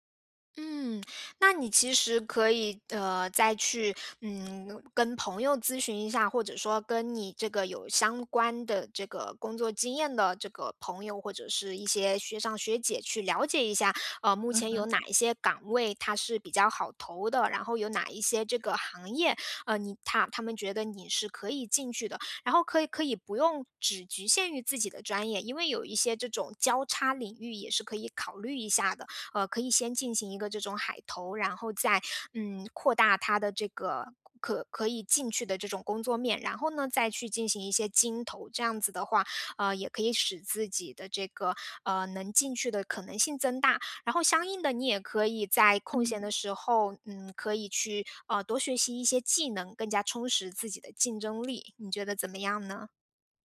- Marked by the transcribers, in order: none
- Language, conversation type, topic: Chinese, advice, 如何快速缓解焦虑和恐慌？